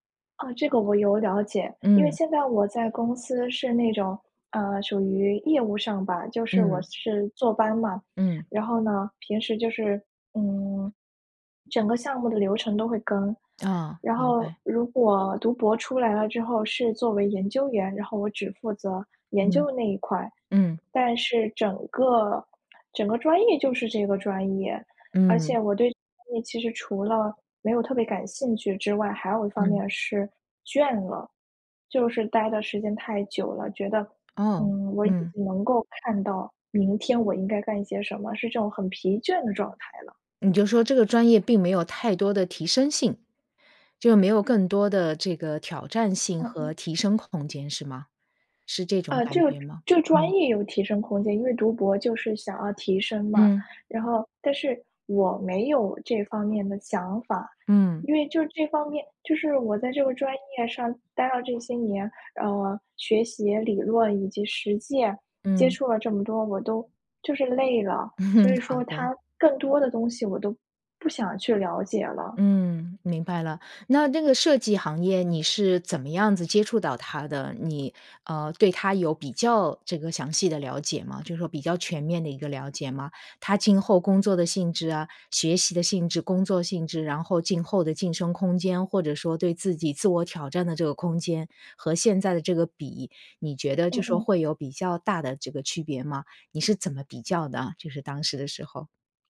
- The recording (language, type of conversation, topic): Chinese, advice, 我该如何决定是回校进修还是参加新的培训？
- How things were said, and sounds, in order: other background noise; chuckle